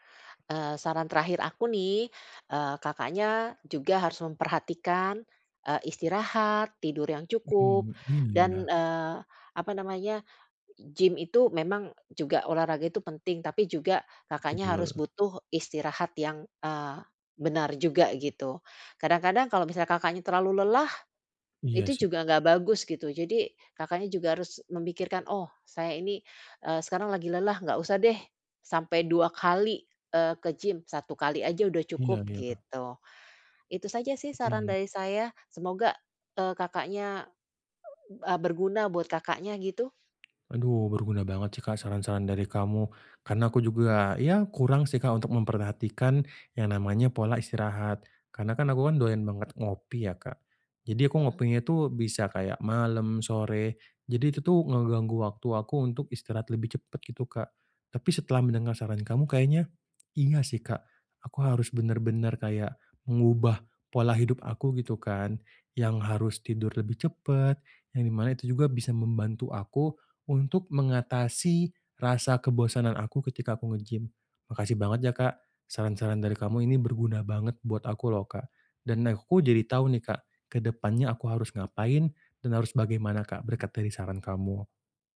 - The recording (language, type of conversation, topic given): Indonesian, advice, Kenapa saya cepat bosan dan kehilangan motivasi saat berlatih?
- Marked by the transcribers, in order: other background noise; other noise; tapping; "aku" said as "ehku"